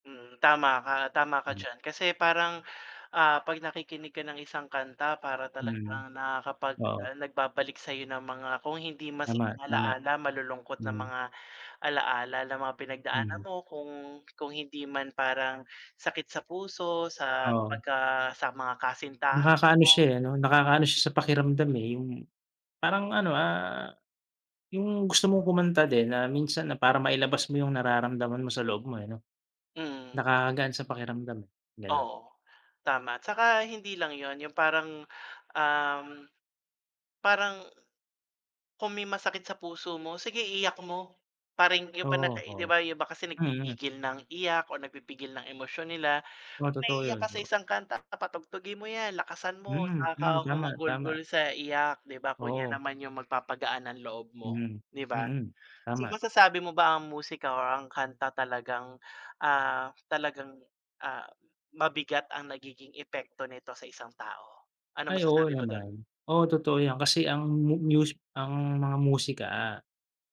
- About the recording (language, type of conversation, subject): Filipino, unstructured, Ano ang paborito mong kanta, at bakit mo ito gusto?
- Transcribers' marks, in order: other background noise; "Parang" said as "paring"; tapping; other noise